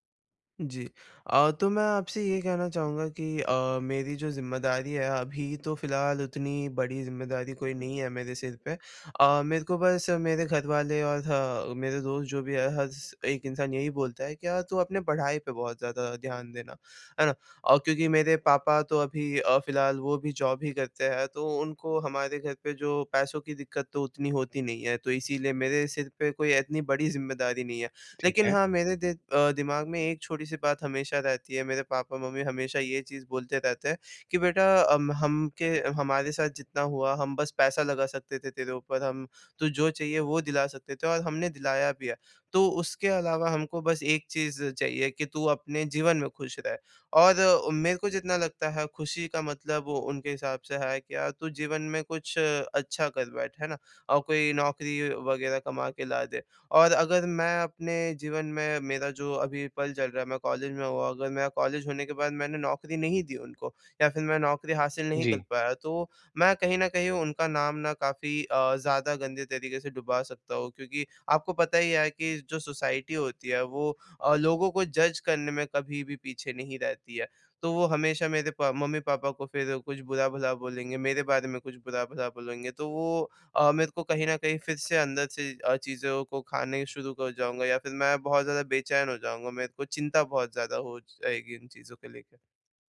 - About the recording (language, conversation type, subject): Hindi, advice, क्या अब मेरे लिए अपने करियर में बड़ा बदलाव करने का सही समय है?
- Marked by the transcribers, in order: in English: "ज़ॉब"; in English: "सोसाइटी"; in English: "जज"